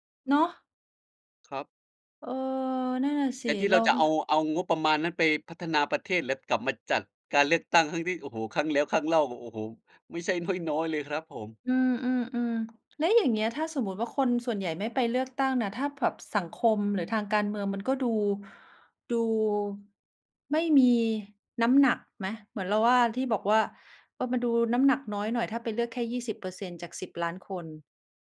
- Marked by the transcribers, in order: tapping; "แบบ" said as "แผ็บ"; inhale
- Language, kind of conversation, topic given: Thai, unstructured, คุณคิดว่าการเลือกตั้งมีความสำคัญแค่ไหนต่อประเทศ?